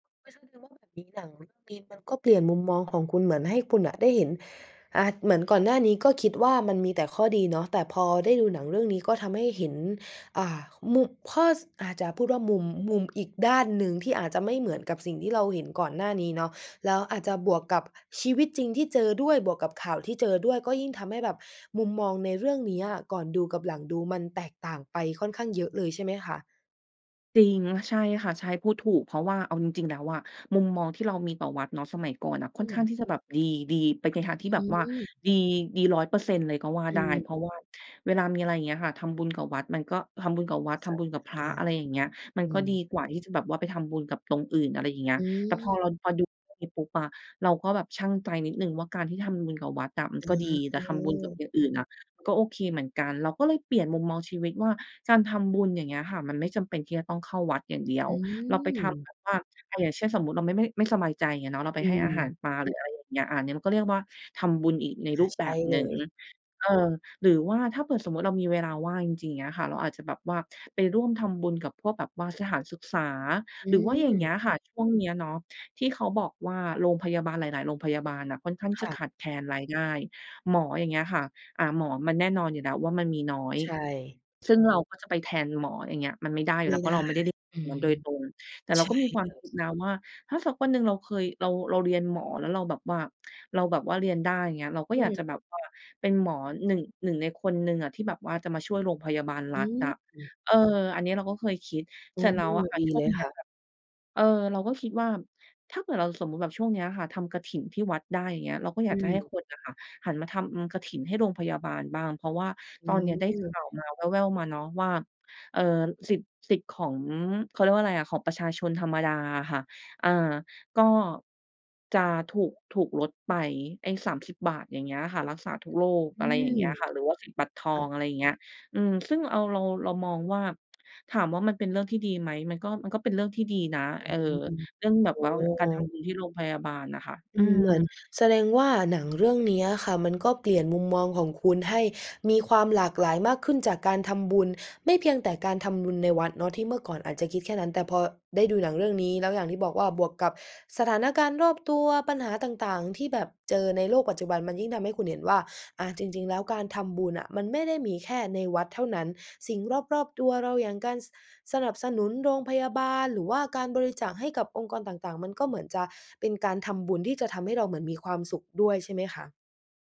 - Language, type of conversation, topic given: Thai, podcast, คุณช่วยเล่าให้ฟังหน่อยได้ไหมว่ามีหนังเรื่องไหนที่ทำให้มุมมองชีวิตของคุณเปลี่ยนไป?
- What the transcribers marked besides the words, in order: unintelligible speech; drawn out: "อ๋อ"